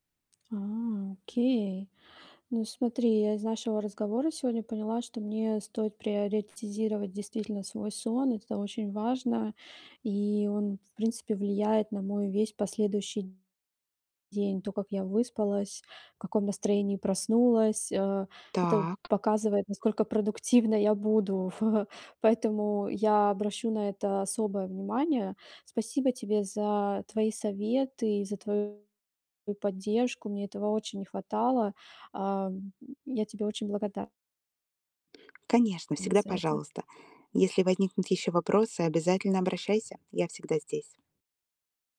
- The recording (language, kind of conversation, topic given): Russian, advice, Как уменьшить утреннюю усталость и чувствовать себя бодрее по утрам?
- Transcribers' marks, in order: tapping; chuckle; other background noise